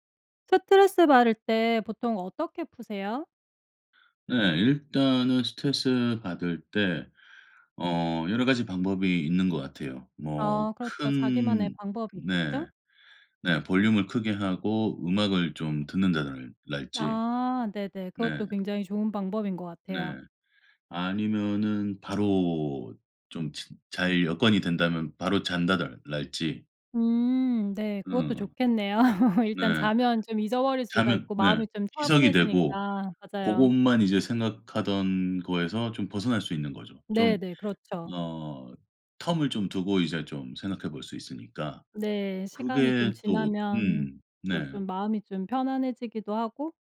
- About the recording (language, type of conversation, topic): Korean, podcast, 스트레스를 받을 때는 보통 어떻게 푸시나요?
- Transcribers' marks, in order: other background noise; tapping; laughing while speaking: "좋겠네요"; laugh; in English: "term을"